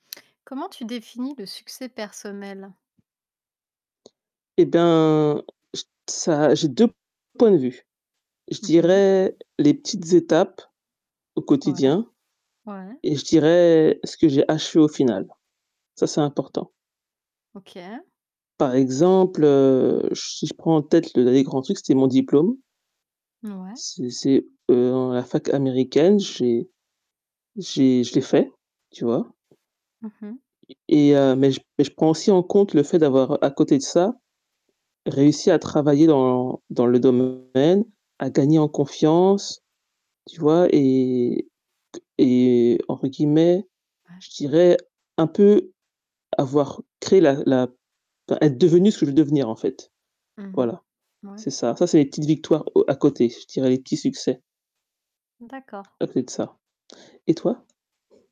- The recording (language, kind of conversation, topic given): French, unstructured, Comment définis-tu le succès personnel aujourd’hui ?
- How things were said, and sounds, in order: tapping; drawn out: "ben"; static; other background noise; distorted speech